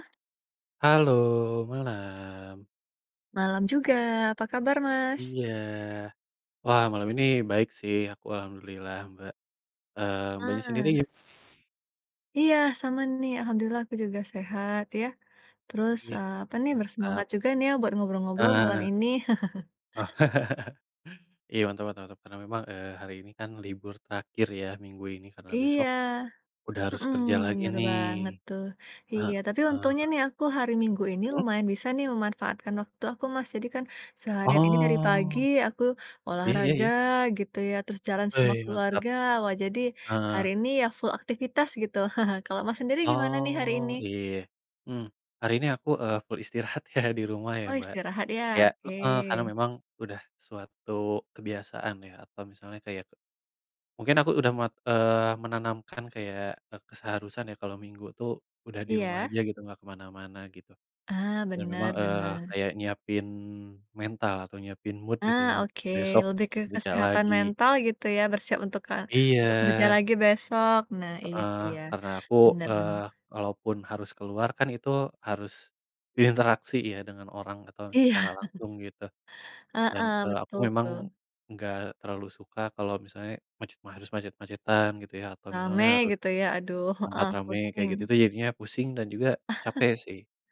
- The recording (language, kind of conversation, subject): Indonesian, unstructured, Apa tantangan terbesar saat mencoba menjalani hidup sehat?
- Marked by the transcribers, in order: other background noise; chuckle; in English: "full"; chuckle; in English: "full"; laughing while speaking: "ya"; tapping; laughing while speaking: "mood"; laughing while speaking: "Iya"; chuckle